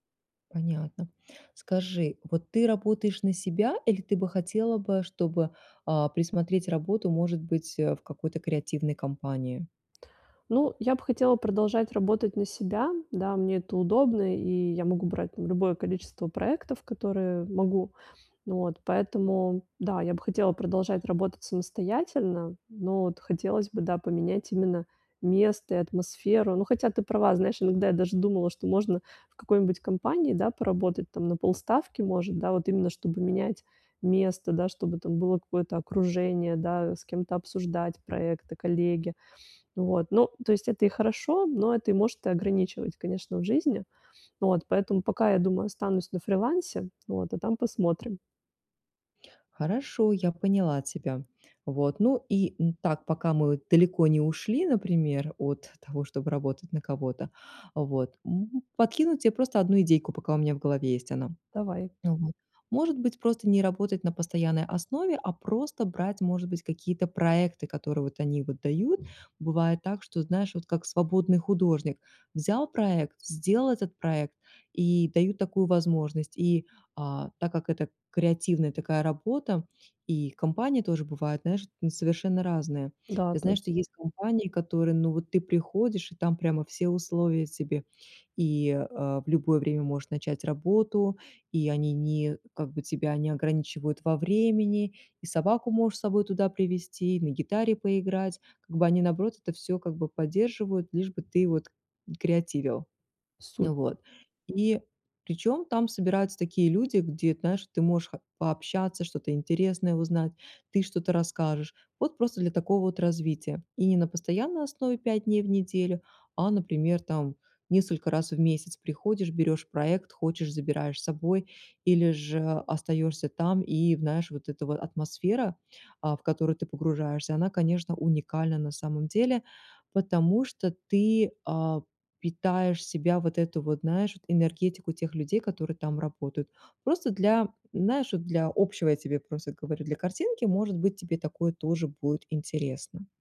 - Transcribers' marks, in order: none
- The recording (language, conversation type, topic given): Russian, advice, Как смена рабочего места может помочь мне найти идеи?